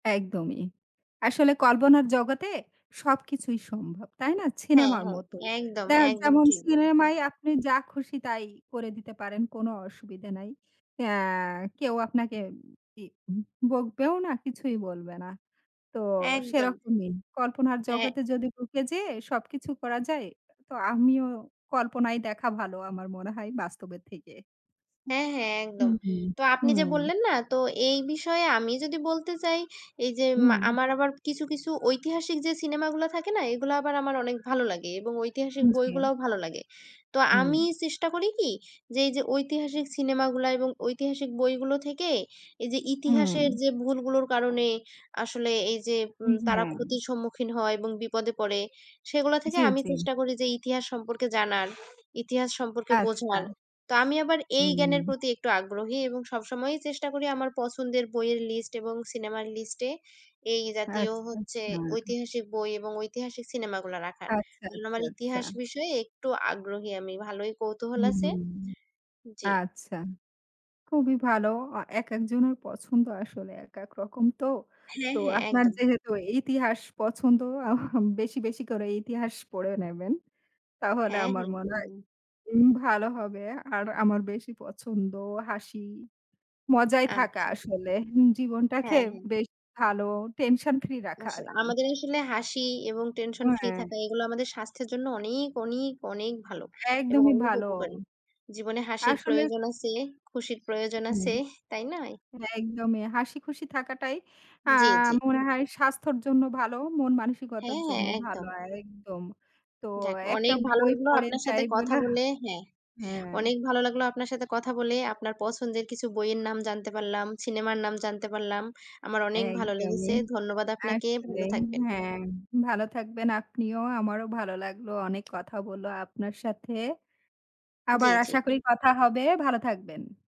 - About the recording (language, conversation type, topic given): Bengali, unstructured, আপনি বই পড়া নাকি সিনেমা দেখা—কোনটি বেশি পছন্দ করেন এবং কেন?
- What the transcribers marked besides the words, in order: tapping; other background noise; bird; door; unintelligible speech